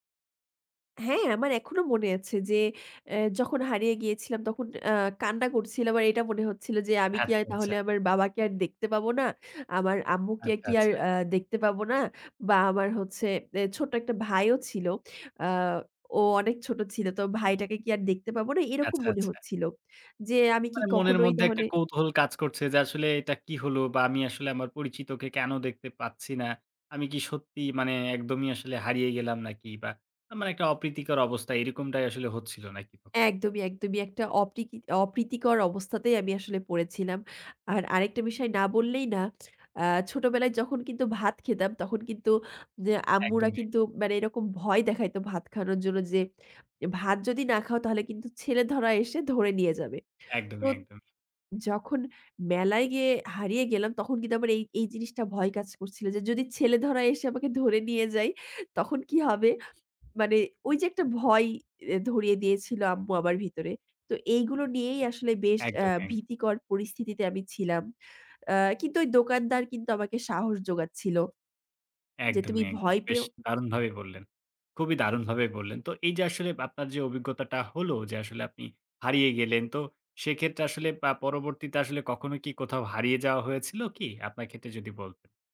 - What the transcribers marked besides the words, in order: tapping
- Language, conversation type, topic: Bengali, podcast, কোথাও হারিয়ে যাওয়ার পর আপনি কীভাবে আবার পথ খুঁজে বের হয়েছিলেন?